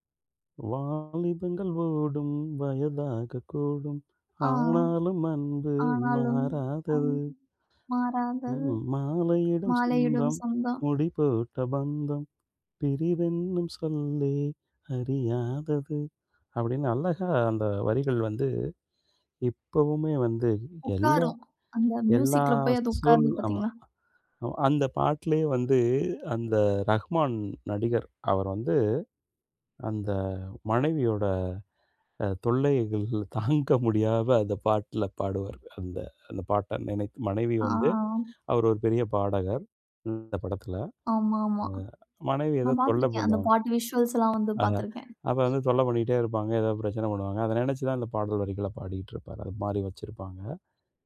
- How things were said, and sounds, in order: singing: "வாலிபங்கள் ஓடும் வயதாகக் கூடும், ஆனாலும் அன்பு மாறாதது"; singing: "மாலையிடும் சொந்தம் முடி போட்ட பந்தம், பிரிவென்னும் சொல்லே அறியாதது"; in English: "விஷ்வல்ஸ்ல்லாம்"; other noise
- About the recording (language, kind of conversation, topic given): Tamil, podcast, ஒரு பாடலில் மெலடியும் வரிகளும் இதில் எது அதிகம் முக்கியம்?